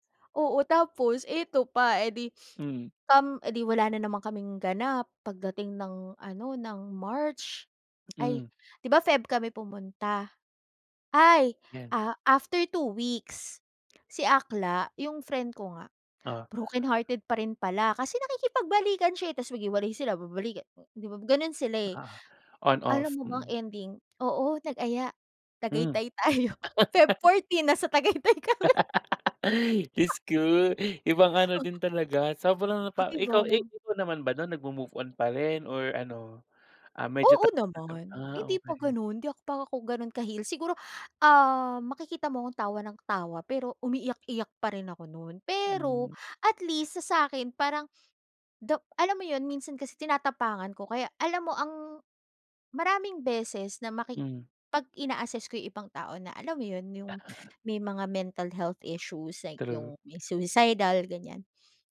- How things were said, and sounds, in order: in English: "after two weeks"; laughing while speaking: "tayo"; laugh; laughing while speaking: "Tagaytay kami"; laugh; unintelligible speech; chuckle; in English: "mental health issues like"
- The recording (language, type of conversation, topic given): Filipino, podcast, May nakakatawang aberya ka ba sa biyahe na gusto mong ikuwento?